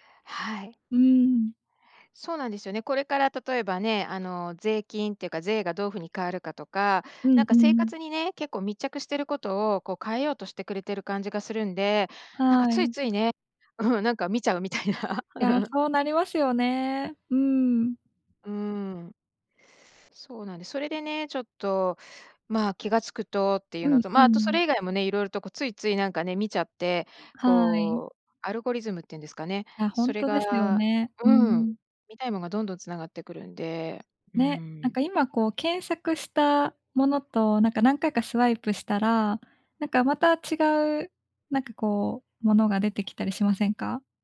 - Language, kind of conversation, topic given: Japanese, advice, 安らかな眠りを優先したいのですが、夜の習慣との葛藤をどう解消すればよいですか？
- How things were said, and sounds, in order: laughing while speaking: "見ちゃうみたいな"